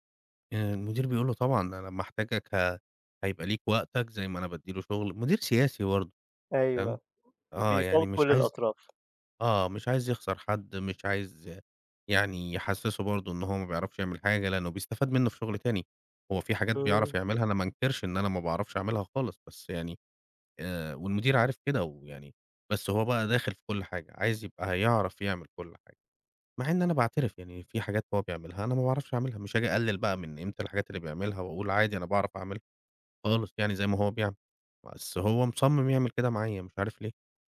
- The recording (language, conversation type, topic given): Arabic, advice, إزاي تتعامل لما ناقد أو زميل ينتقد شغلك الإبداعي بعنف؟
- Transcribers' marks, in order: tapping